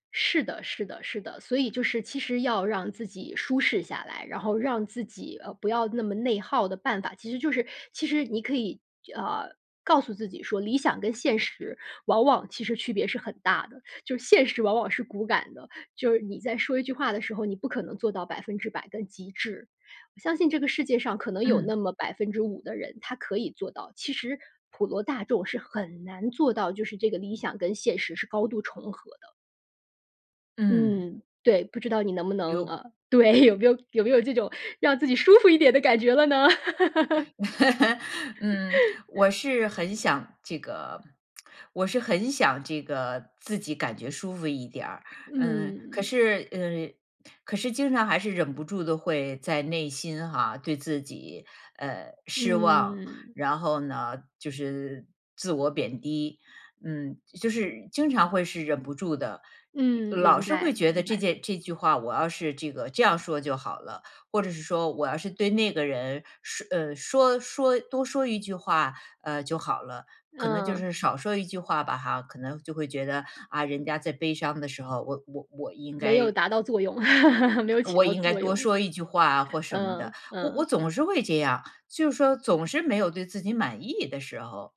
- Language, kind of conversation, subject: Chinese, advice, 我该如何描述自己持续自我贬低的内心对话？
- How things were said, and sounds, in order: laugh; laughing while speaking: "有没有"; joyful: "舒服一点的感觉了呢？"; laugh; lip smack; chuckle; other background noise